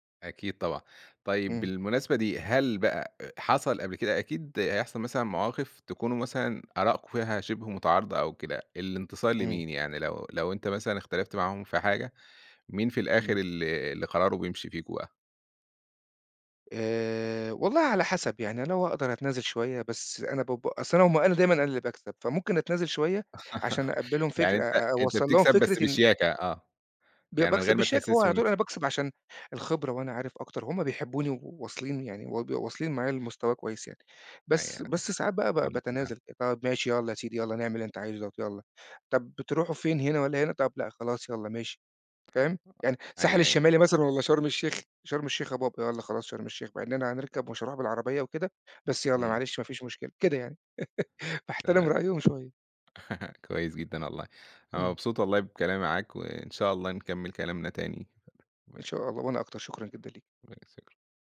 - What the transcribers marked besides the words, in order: laugh; laugh; unintelligible speech
- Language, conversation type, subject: Arabic, podcast, إيه أكتر فيلم من طفولتك بتحب تفتكره، وليه؟